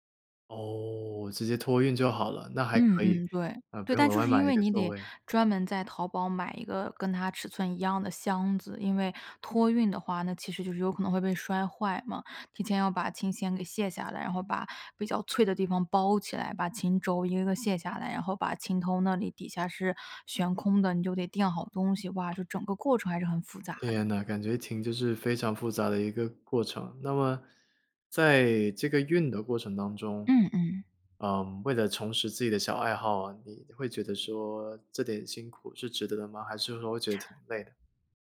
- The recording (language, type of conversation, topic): Chinese, podcast, 你平常有哪些能让你开心的小爱好？
- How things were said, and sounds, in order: none